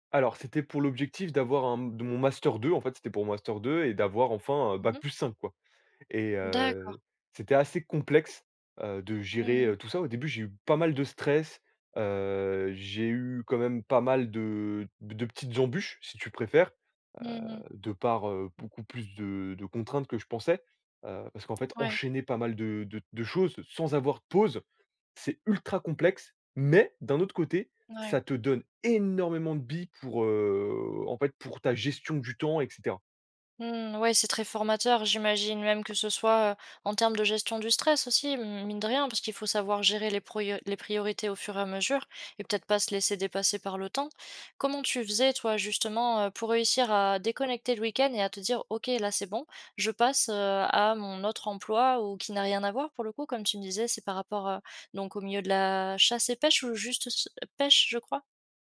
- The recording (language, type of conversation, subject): French, podcast, Comment gères-tu ton temps pour apprendre en ayant un travail à plein temps ?
- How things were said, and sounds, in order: stressed: "énormément"